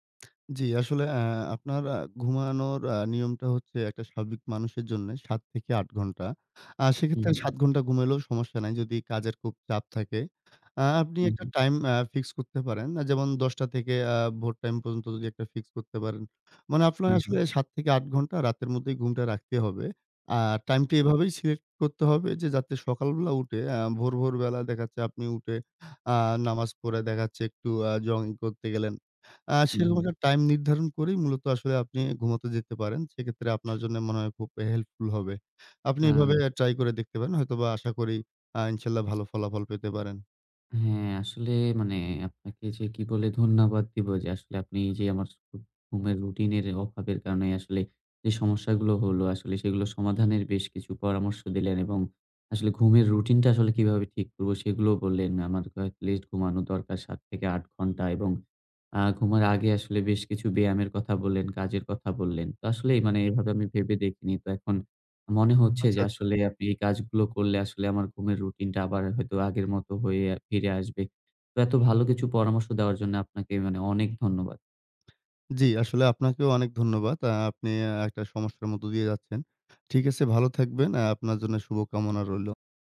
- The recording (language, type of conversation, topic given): Bengali, advice, নিয়মিত ঘুমের রুটিনের অভাব
- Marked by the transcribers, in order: other background noise; "উঠে" said as "উটে"; in English: "জগিং"; horn; in English: "হেল্পফুল"; in English: "এটলিস্ট"